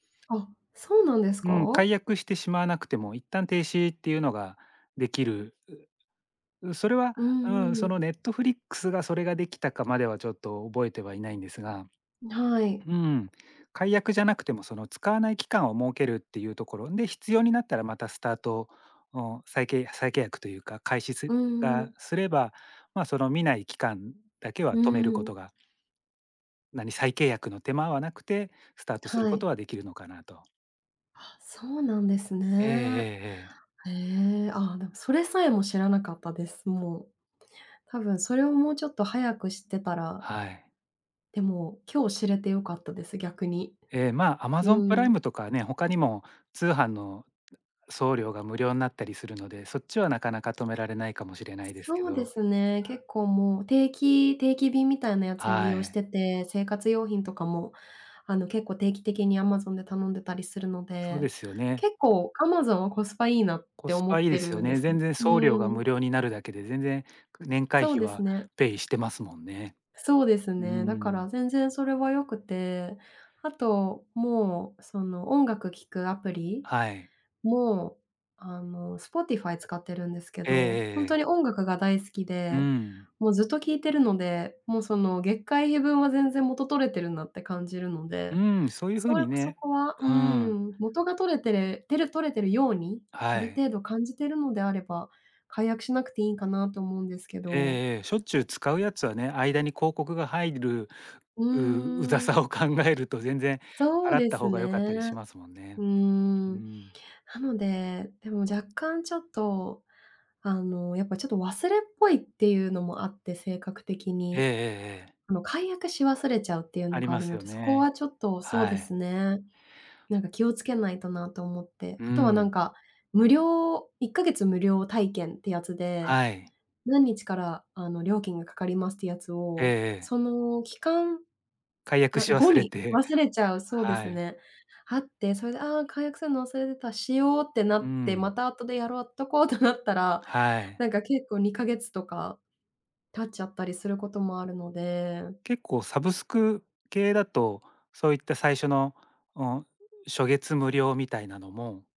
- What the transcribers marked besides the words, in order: other background noise; tapping; "止められない" said as "とめられない"; in English: "ペイ"; laughing while speaking: "ウザさを考える"; laughing while speaking: "となったら"
- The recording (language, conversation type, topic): Japanese, advice, サブスクや固定費が増えすぎて解約できないのですが、どうすれば減らせますか？